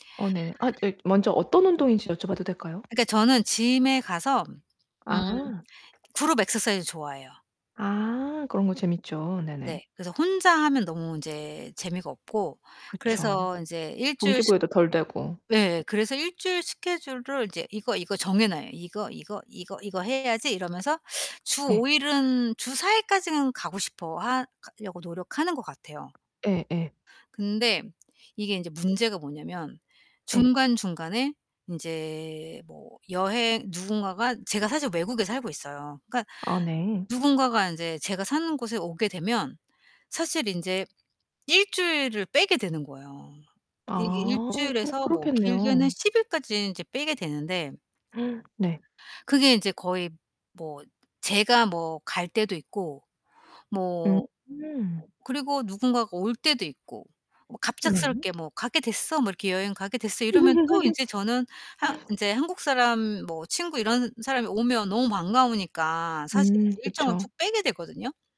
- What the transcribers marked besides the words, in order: distorted speech; other background noise; in English: "gym에"; tapping; in English: "그룹 액서사이즈"; gasp; laugh
- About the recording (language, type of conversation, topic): Korean, advice, 예상치 못한 상황이 생겨도 일상 습관을 어떻게 꾸준히 유지할 수 있을까요?